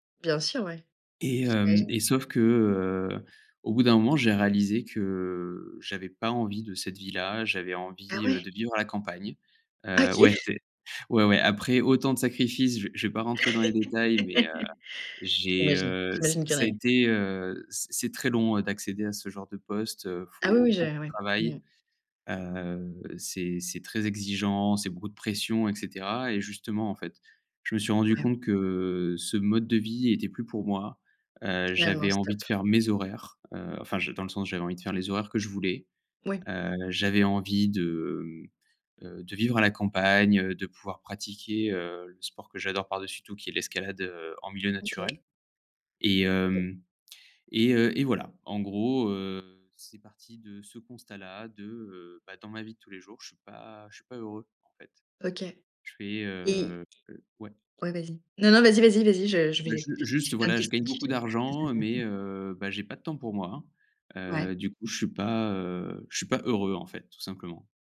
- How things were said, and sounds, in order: drawn out: "que"; surprised: "Ah ouais"; laugh; drawn out: "que"; stressed: "mes"; chuckle
- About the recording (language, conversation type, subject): French, podcast, Comment choisir entre la sécurité et l’ambition ?